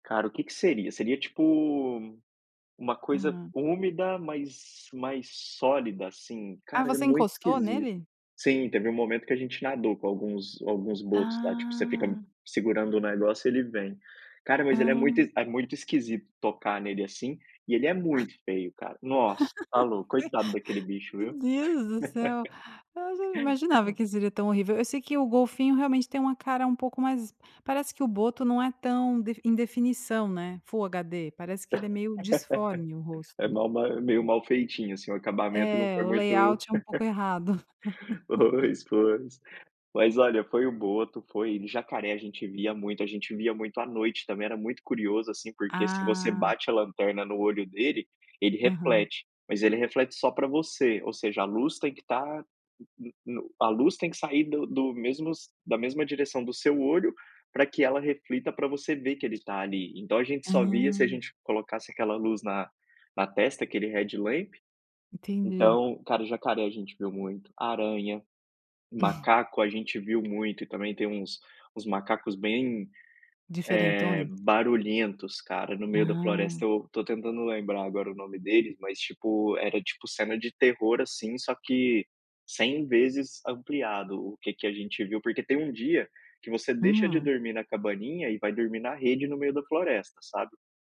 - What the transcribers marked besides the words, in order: chuckle; laugh; laugh; laugh; other noise; in English: "layout"; laugh; in English: "headlamp"; chuckle
- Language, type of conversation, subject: Portuguese, podcast, Me conta sobre uma viagem que você nunca vai esquecer?